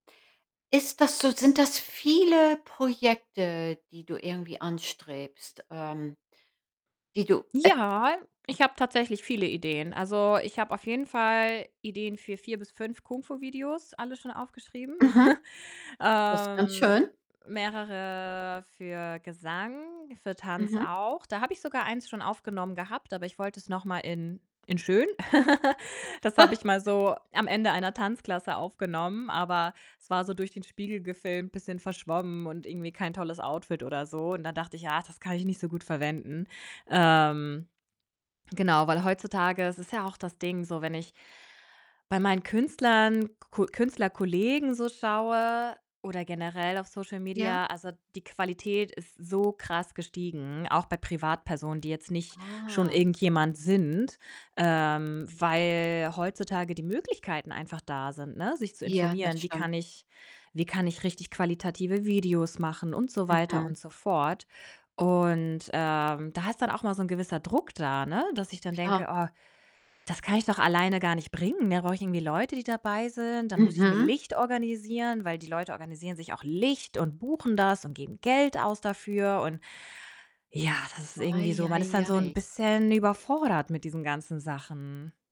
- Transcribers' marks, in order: distorted speech; chuckle; drawn out: "Ähm"; laugh; chuckle; static; stressed: "Licht"; stressed: "Geld"
- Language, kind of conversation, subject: German, advice, Warum lässt meine Anfangsmotivation so schnell nach, dass ich Projekte nach wenigen Tagen abbreche?